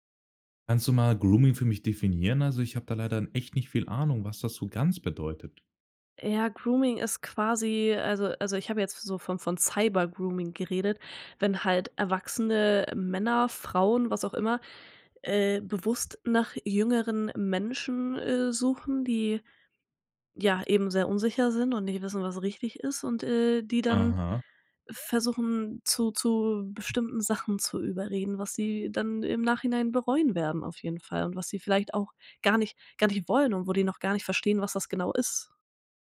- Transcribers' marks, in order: in English: "Grooming"; in English: "Cybergrooming"
- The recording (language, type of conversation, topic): German, podcast, Wie beeinflussen Filter dein Schönheitsbild?